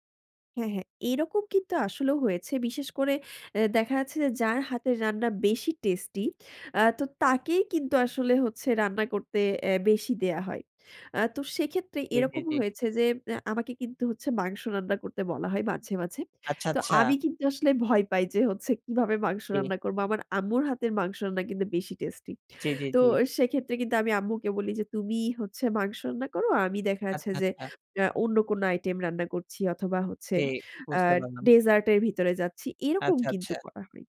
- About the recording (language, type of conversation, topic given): Bengali, podcast, একসঙ্গে রান্না করে কোনো অনুষ্ঠানে কীভাবে আনন্দময় পরিবেশ তৈরি করবেন?
- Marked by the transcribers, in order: tapping